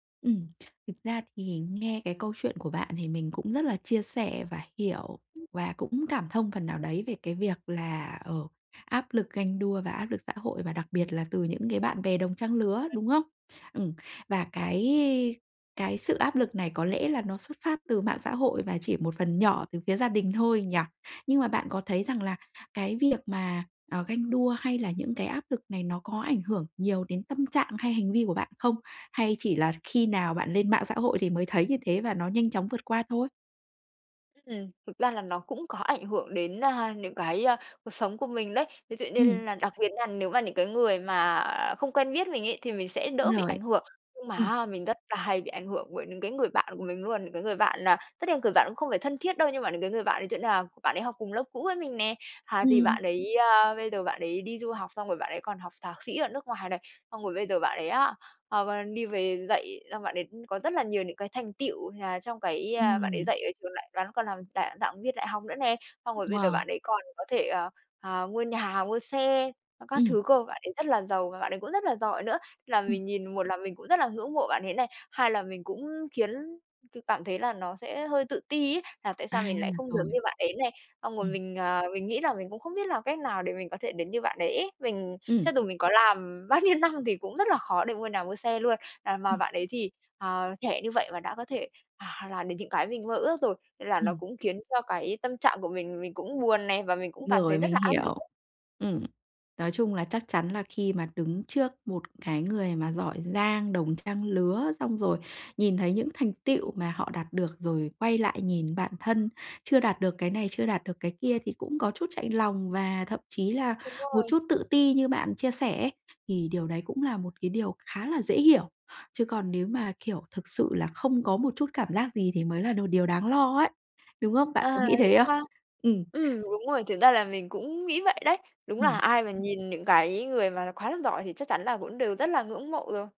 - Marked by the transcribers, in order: other background noise; tapping; unintelligible speech; laughing while speaking: "bao nhiêu năm"
- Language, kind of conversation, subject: Vietnamese, advice, Làm sao để đối phó với ganh đua và áp lực xã hội?